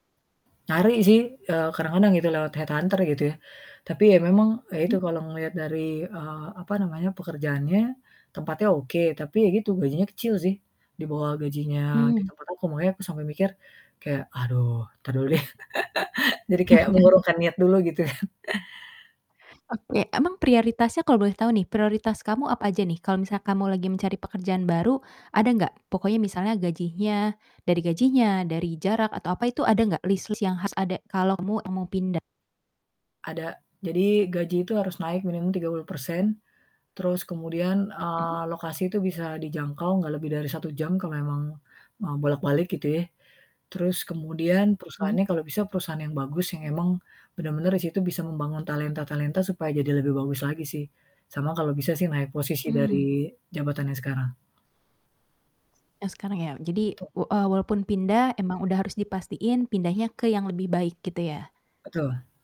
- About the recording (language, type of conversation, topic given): Indonesian, podcast, Bagaimana kamu menyeimbangkan gaji dengan kepuasan kerja?
- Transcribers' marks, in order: static; in English: "headhunter"; distorted speech; laugh; chuckle; other background noise